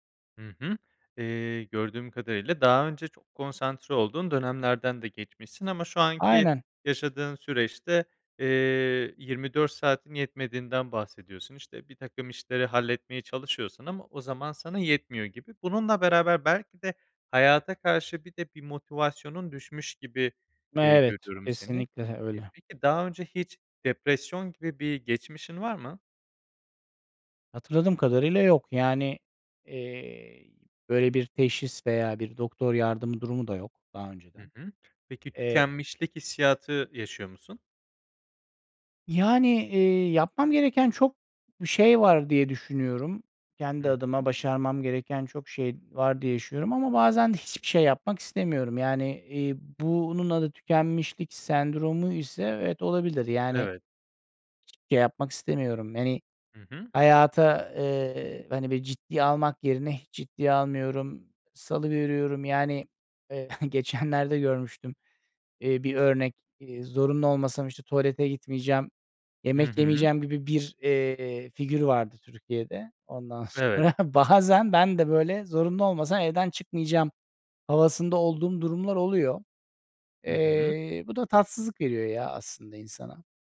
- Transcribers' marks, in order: other background noise; laughing while speaking: "geçenlerde"; laughing while speaking: "sonra"
- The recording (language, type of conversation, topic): Turkish, advice, Konsantrasyon ve karar verme güçlüğü nedeniyle günlük işlerde zorlanıyor musunuz?